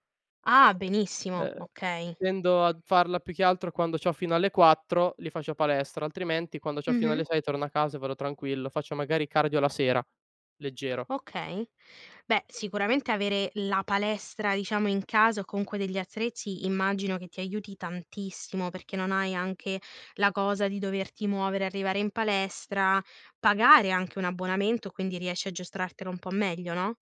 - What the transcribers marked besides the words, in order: tapping
- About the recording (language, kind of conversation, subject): Italian, podcast, Come mantieni la motivazione nel lungo periodo?